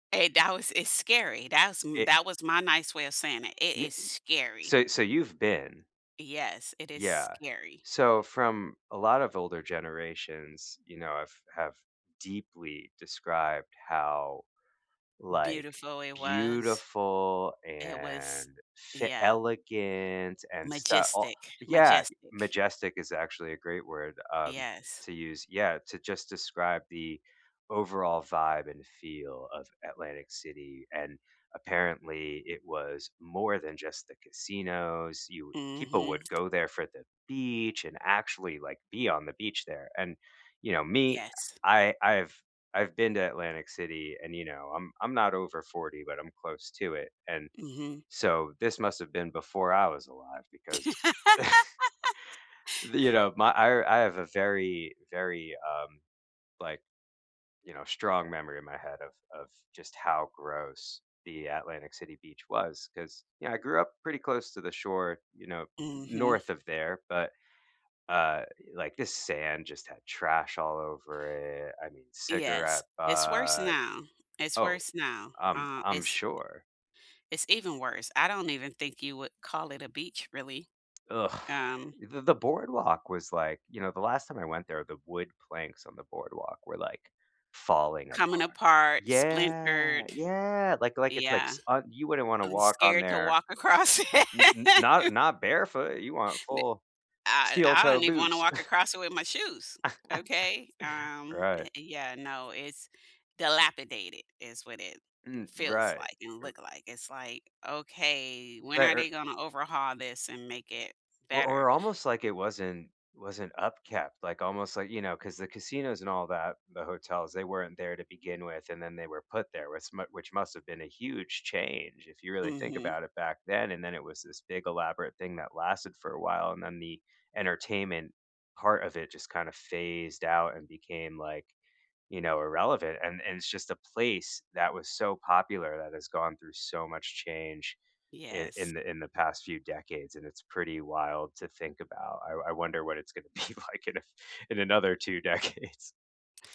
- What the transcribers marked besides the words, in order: "Majestic" said as "majistic"; tapping; laugh; scoff; disgusted: "Eugh!"; drawn out: "Yeah"; laughing while speaking: "across it"; laugh; scoff; laugh; "which" said as "wis"; laughing while speaking: "be like"; laughing while speaking: "decades"
- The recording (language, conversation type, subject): English, unstructured, How does it feel when your favorite travel spot changes too much?
- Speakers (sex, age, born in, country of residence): female, 50-54, United States, United States; male, 35-39, United States, United States